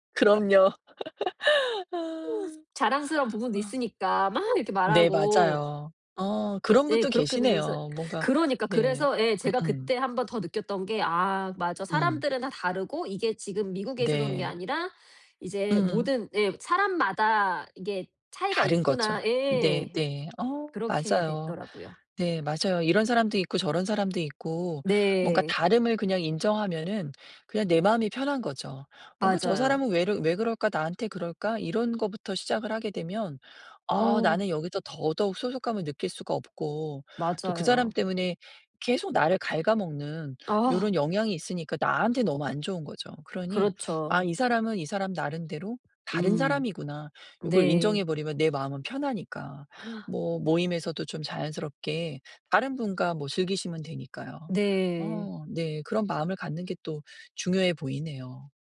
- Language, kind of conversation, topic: Korean, advice, 새로운 사람들 속에서 어떻게 하면 소속감을 느낄 수 있을까요?
- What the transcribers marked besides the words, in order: laugh; other noise; gasp